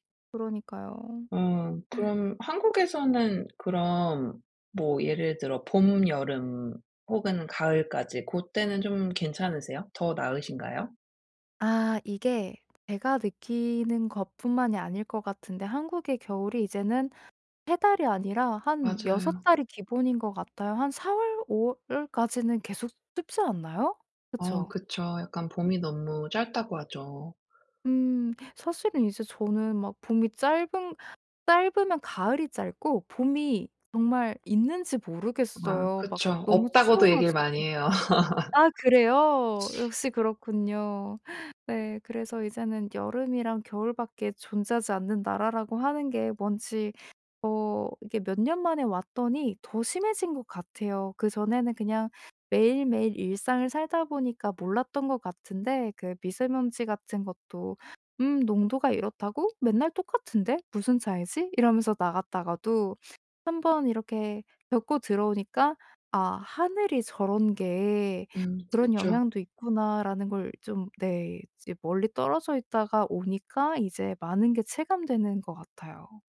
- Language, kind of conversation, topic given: Korean, advice, 새로운 기후와 계절 변화에 어떻게 적응할 수 있을까요?
- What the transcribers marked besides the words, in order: other background noise; laugh; sniff